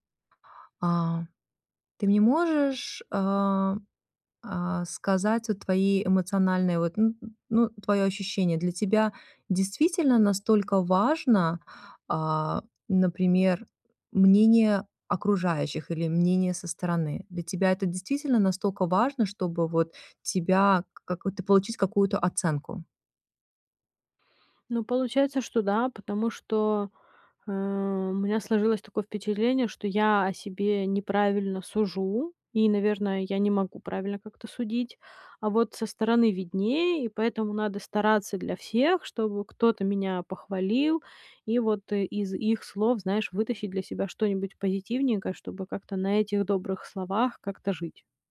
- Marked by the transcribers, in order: none
- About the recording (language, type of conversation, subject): Russian, advice, Как справиться со страхом, что другие осудят меня из-за неловкой ошибки?